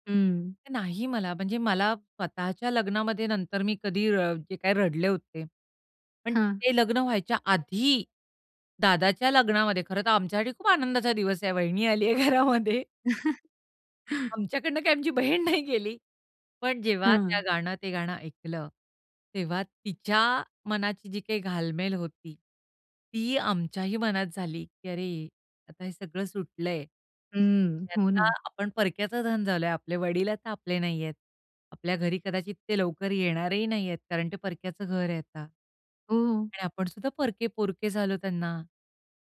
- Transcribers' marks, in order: stressed: "आधी"; laughing while speaking: "वहिनी आली आहे घरामध्ये"; chuckle; laughing while speaking: "आमच्याकडुन काय आमची बहीण नाही गेली"
- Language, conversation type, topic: Marathi, podcast, आठवणीतलं एखादं जुनं गाणं तुम्हाला खास का वाटतं?